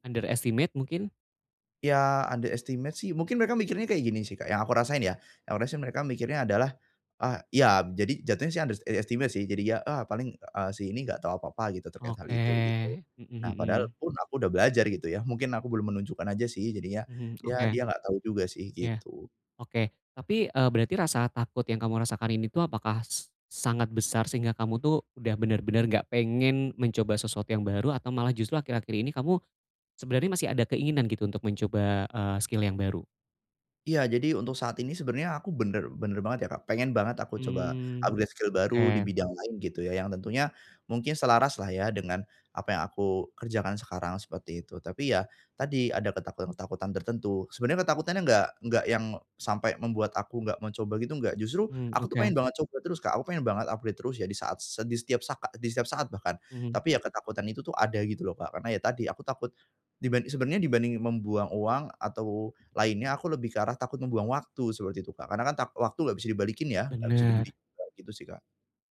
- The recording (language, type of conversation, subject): Indonesian, advice, Bagaimana cara saya tetap bertindak meski merasa sangat takut?
- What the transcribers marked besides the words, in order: in English: "Underestimate"; in English: "underestimate"; in English: "underestimate"; drawn out: "Oke"; in English: "skill"; in English: "skill"